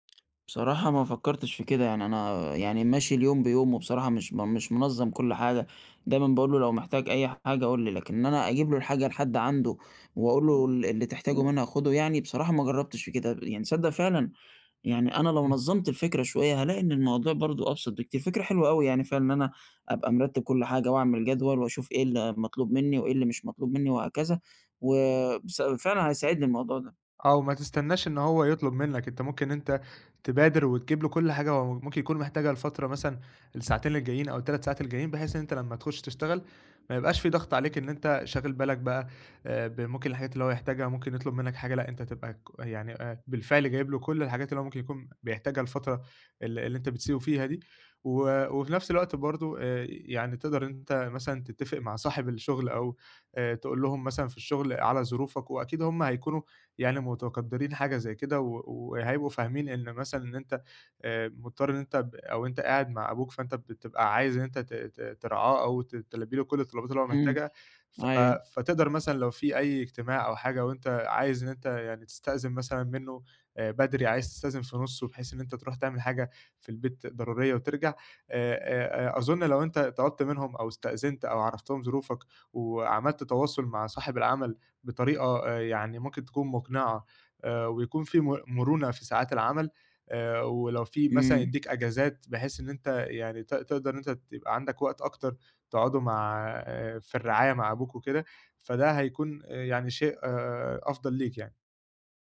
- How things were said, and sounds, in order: none
- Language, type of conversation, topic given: Arabic, advice, إزاي أوازن بين الشغل ومسؤوليات رعاية أحد والديّ؟